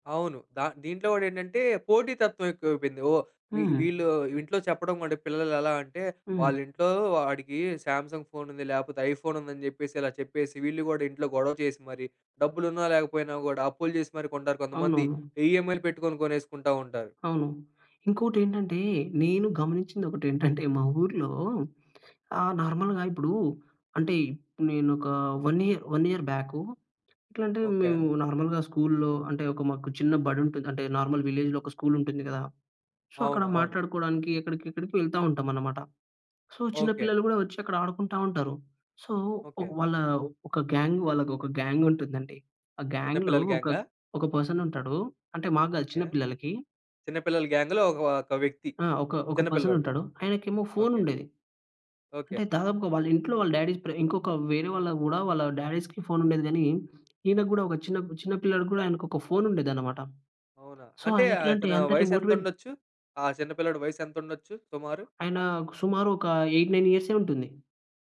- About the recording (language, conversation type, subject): Telugu, podcast, మొబైల్ ఫోన్ వల్ల కలిగే దృష్టిచెదరింపును మీరు ఎలా నియంత్రిస్తారు?
- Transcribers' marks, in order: in English: "సామ్‌సంగ్ ఫోన్"; in English: "ఐఫోన్"; chuckle; in English: "నార్మల్‌గా"; in English: "వన్ ఇయర్ వన్ ఇయర్"; in English: "నార్మల్‌గా స్కూల్‌లో"; in English: "నార్మల్ విలేజ్‌లో"; in English: "సో"; in English: "సో"; in English: "సో"; in English: "గ్యాంగ్"; in English: "గ్యాంగ్"; in English: "పర్సన్"; in English: "పర్సన్"; in English: "డాడీస్"; in English: "డాడీ‌స్‌కి"; in English: "సో"; in English: "మోటివేట్"; tapping